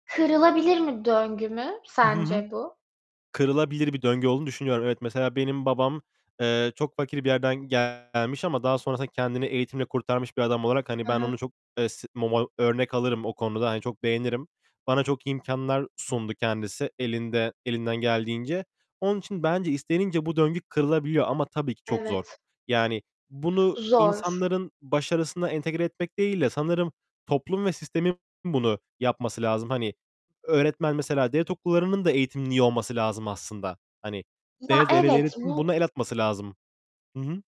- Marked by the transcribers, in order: distorted speech; tapping; unintelligible speech; other background noise
- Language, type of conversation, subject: Turkish, unstructured, Toplumdaki eşitsizlik neden hâlâ devam ediyor?